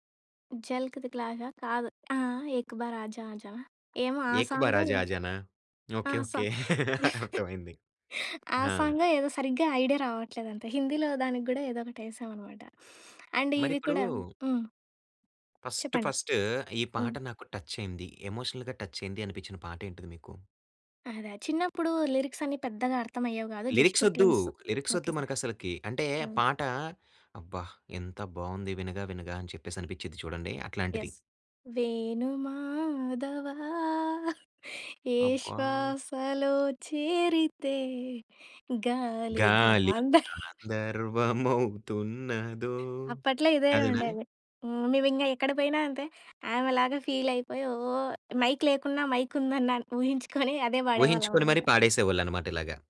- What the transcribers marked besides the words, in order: in Hindi: "జల్క్ తికల్ ఆజా"; in Hindi: "ఏక్ బార్ ఆజా ఆజా‌నా"; in Hindi: "'ఏక్ బార్ ఆజా"; chuckle; sniff; in English: "అండ్"; in English: "ఫస్ట్, ఫస్ట్"; tapping; in English: "టచ్"; in English: "ఎమోషనల్‌గా టచ్"; in English: "లిరిక్స్"; in English: "లిరిక్స్"; in English: "లిరిక్స్"; in English: "జస్ట్ ట్యూన్స్"; in English: "యెస్"; singing: "వేణు మాధవా! ఏ శ్వాసలో చేరితే గాలి గాంధర్వ"; chuckle; singing: "గాలి గాంధర్వమవుతున్నదో"; chuckle; in English: "ఫీల్"; in English: "మైక్"; in English: "మైక్"
- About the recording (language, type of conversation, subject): Telugu, podcast, మీకు గుర్తున్న తొలి పాట ఏది?